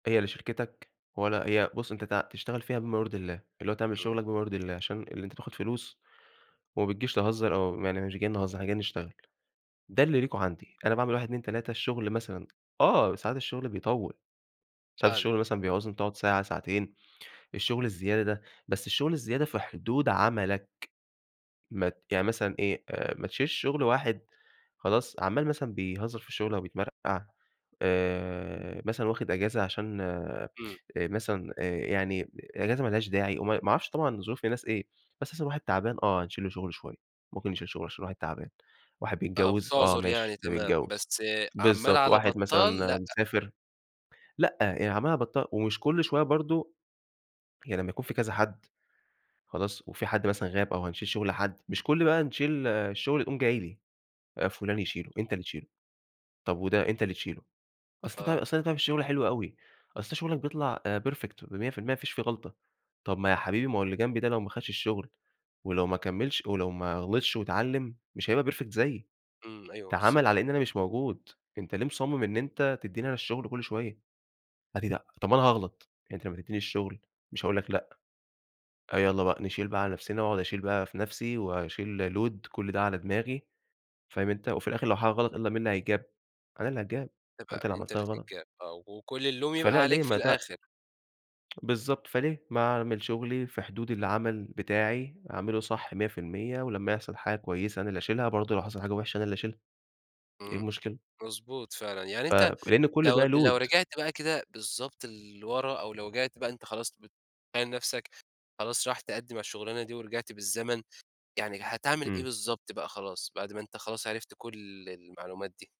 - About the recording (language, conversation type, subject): Arabic, podcast, إزاي تتعلم تقول لأ لما يطلبوا منك شغل زيادة؟
- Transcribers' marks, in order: tapping; in English: "Perfect"; in English: "Perfect"; in English: "Load"; tsk; in English: "Load"